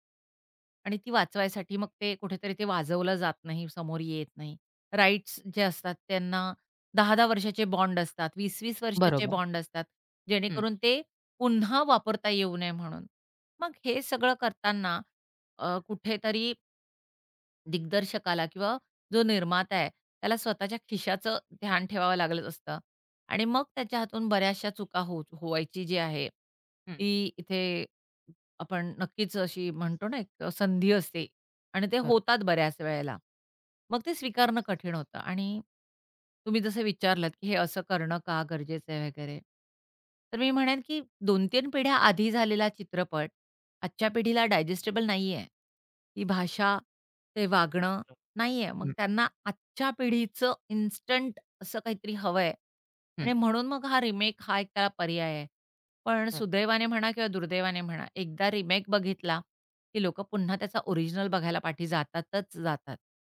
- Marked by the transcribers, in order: other background noise; tapping; in English: "डायजेस्टिबल"; unintelligible speech
- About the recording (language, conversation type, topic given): Marathi, podcast, रिमेक करताना मूळ कथेचा गाभा कसा जपावा?